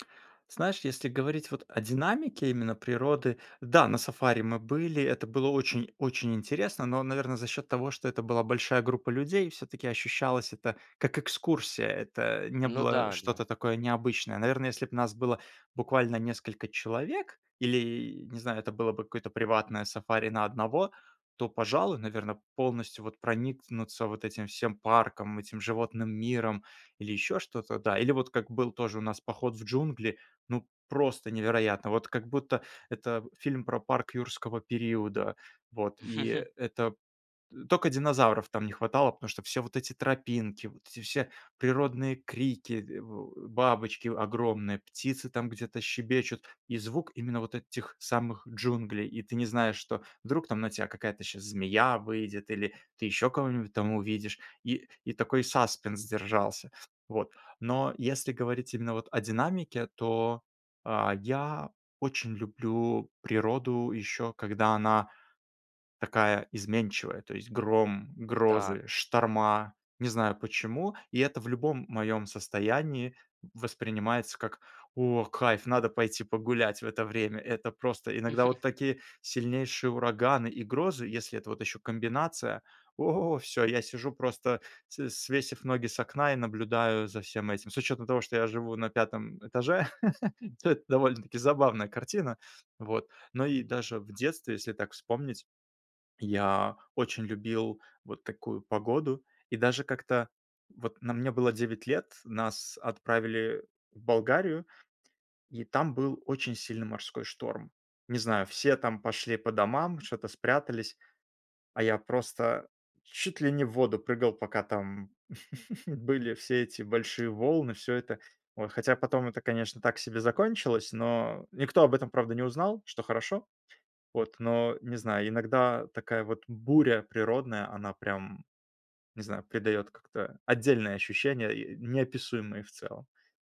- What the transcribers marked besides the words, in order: chuckle; chuckle; laugh; tapping; other background noise; chuckle
- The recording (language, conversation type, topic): Russian, podcast, Как природа влияет на твоё настроение?